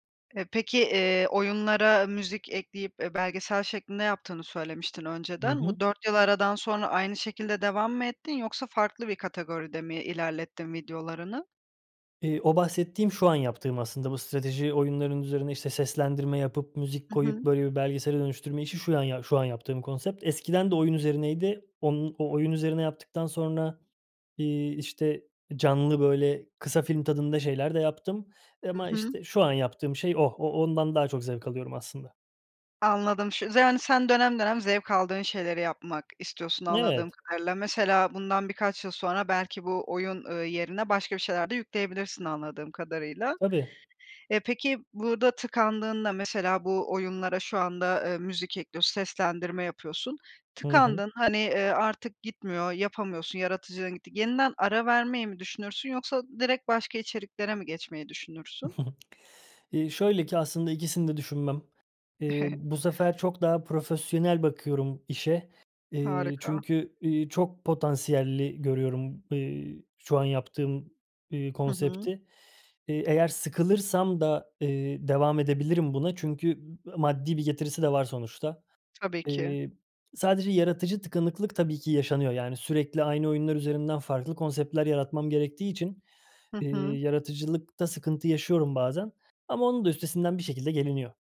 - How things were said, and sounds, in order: chuckle; other background noise; chuckle
- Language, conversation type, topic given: Turkish, podcast, Yaratıcı tıkanıklıkla başa çıkma yöntemlerin neler?